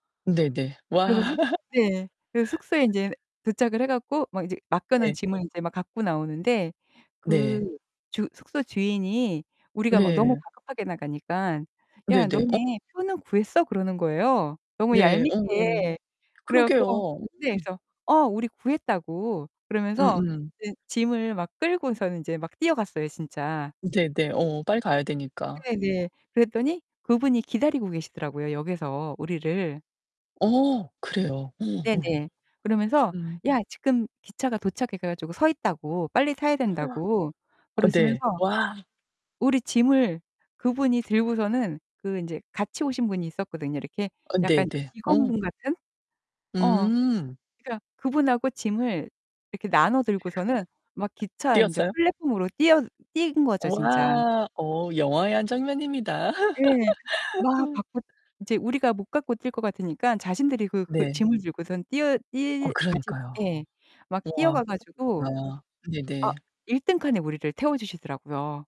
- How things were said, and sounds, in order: laugh; other background noise; distorted speech; gasp; laugh; laugh; tapping; unintelligible speech
- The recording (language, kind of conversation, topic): Korean, podcast, 여행 중에 누군가에게 도움을 받거나 도움을 준 적이 있으신가요?